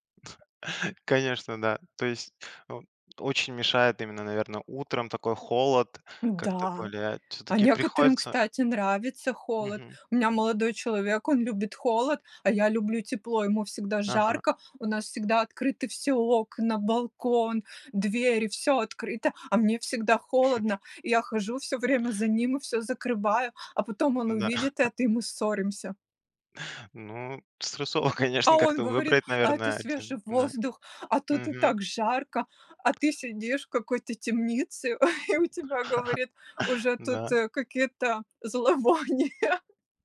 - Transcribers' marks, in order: chuckle; other background noise; chuckle; chuckle; laughing while speaking: "конечно"; tapping; chuckle; laughing while speaking: "зловония"
- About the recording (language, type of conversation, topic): Russian, podcast, Как начинается твой обычный день?